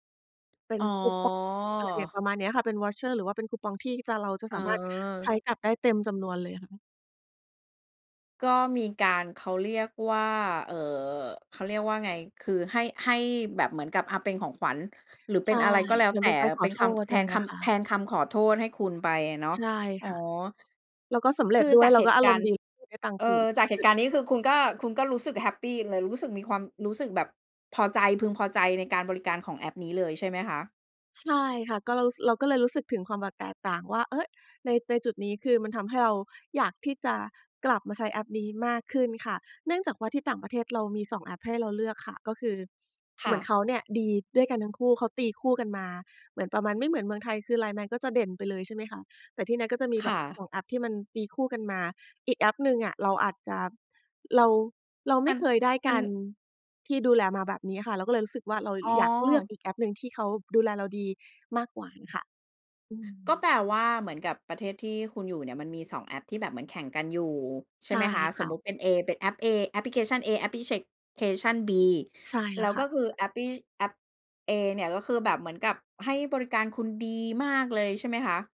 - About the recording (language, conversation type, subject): Thai, podcast, คุณช่วยเล่าให้ฟังหน่อยได้ไหมว่าแอปไหนที่ช่วยให้ชีวิตคุณง่ายขึ้น?
- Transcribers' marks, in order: unintelligible speech; chuckle